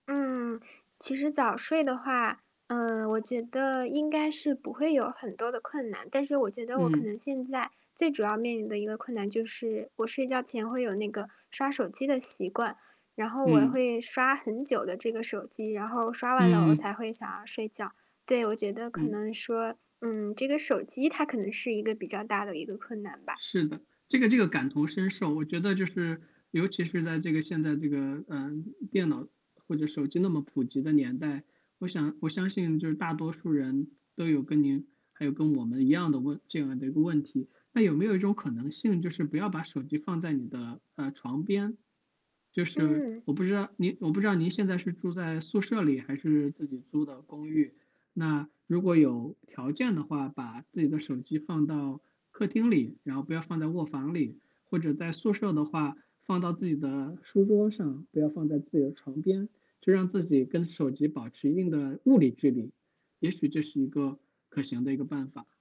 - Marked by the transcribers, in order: static; distorted speech; tapping
- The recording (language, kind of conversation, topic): Chinese, advice, 我想建立晨间创作习惯但无法早起，该怎么办？